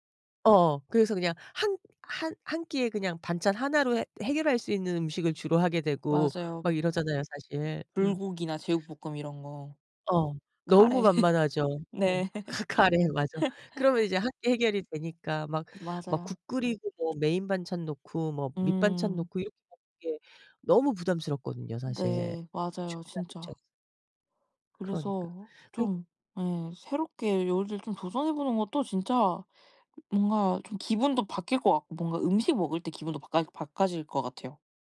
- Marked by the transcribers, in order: other background noise; laugh; tapping; "바꿔질" said as "바까질"
- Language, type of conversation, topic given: Korean, unstructured, 요즘 취미로 무엇을 즐기고 있나요?